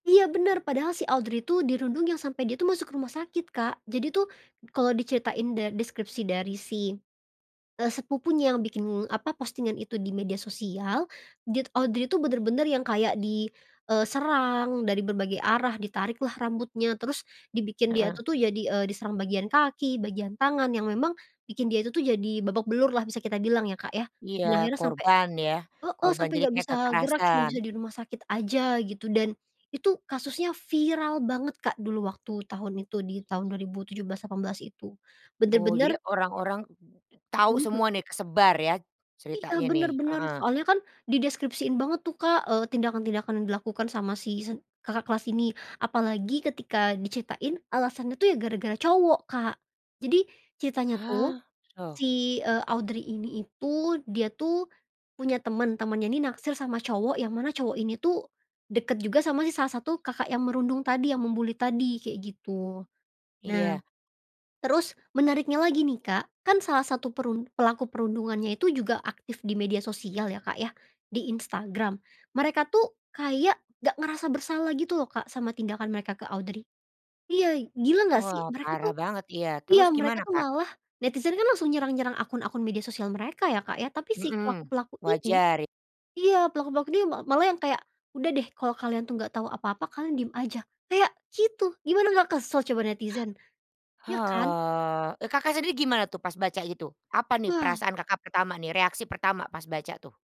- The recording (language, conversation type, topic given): Indonesian, podcast, Pernahkah kamu termakan hoaks, dan bagaimana pengalamanmu?
- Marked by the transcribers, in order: in English: "mem-bully"; tapping